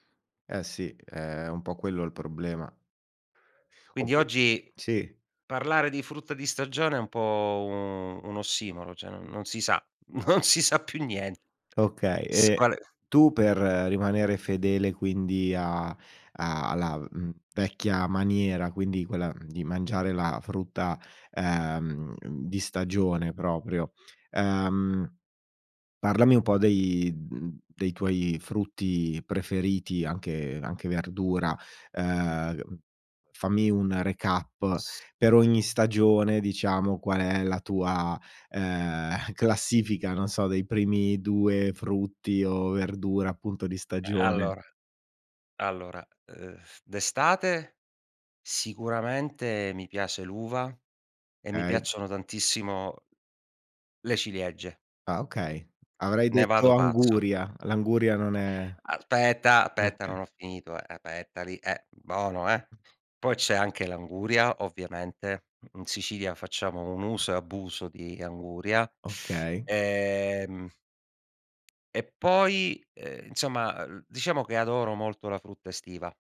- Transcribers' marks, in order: "cioè" said as "ceh"; laughing while speaking: "non si sa più nien"; other background noise; in English: "recap"; chuckle; "Okay" said as "kay"; tapping; "aspetta" said as "apetta"; "aspetta" said as "apetta"
- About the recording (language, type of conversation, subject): Italian, podcast, In che modo i cicli stagionali influenzano ciò che mangiamo?